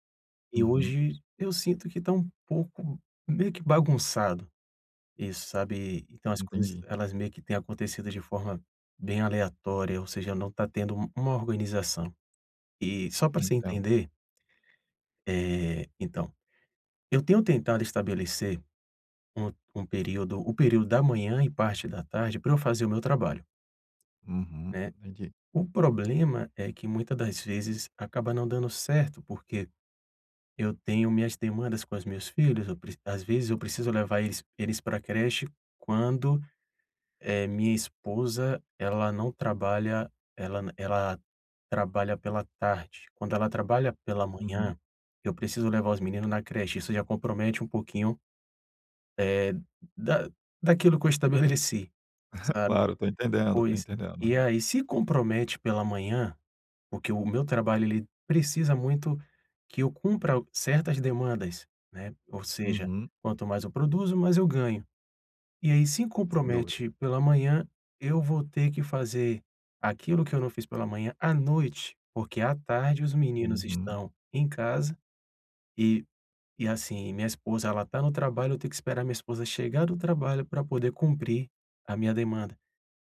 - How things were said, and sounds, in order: tapping; chuckle
- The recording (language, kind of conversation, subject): Portuguese, advice, Como posso estabelecer limites entre o trabalho e a vida pessoal?